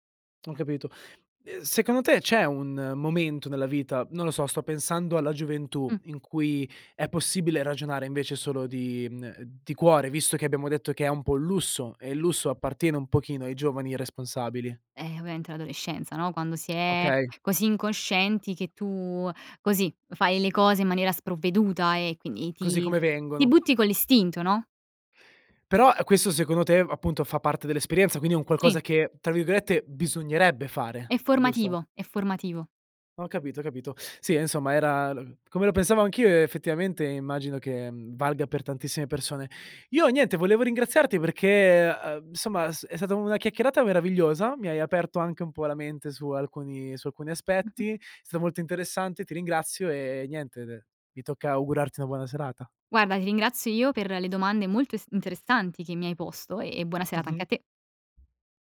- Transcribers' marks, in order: other background noise; tapping
- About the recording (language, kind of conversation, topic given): Italian, podcast, Quando è giusto seguire il cuore e quando la testa?